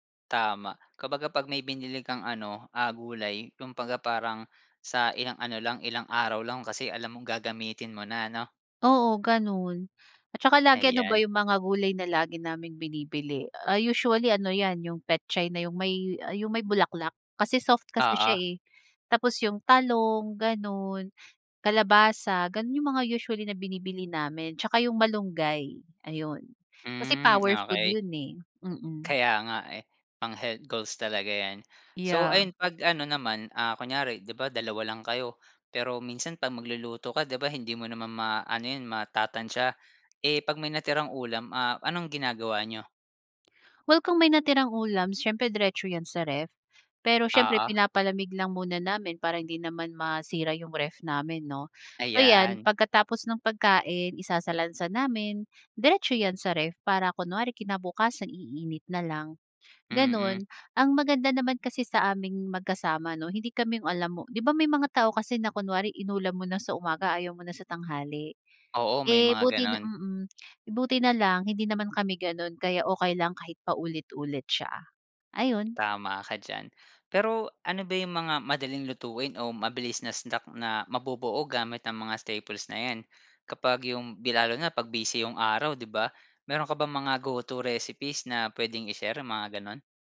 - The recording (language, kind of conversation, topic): Filipino, podcast, Ano-anong masusustansiyang pagkain ang madalas mong nakaimbak sa bahay?
- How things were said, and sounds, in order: other background noise; in English: "go-to recipes"